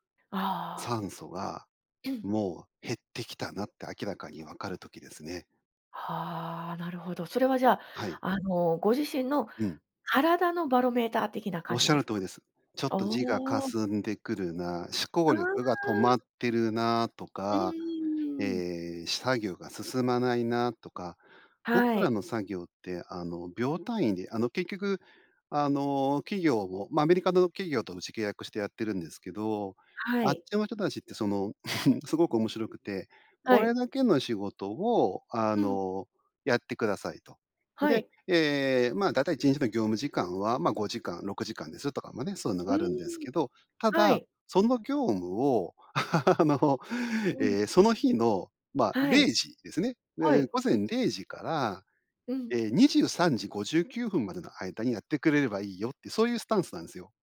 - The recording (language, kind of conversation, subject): Japanese, podcast, 休むべきときと頑張るべきときは、どう判断すればいいですか？
- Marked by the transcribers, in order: stressed: "体の"; chuckle; laughing while speaking: "あの"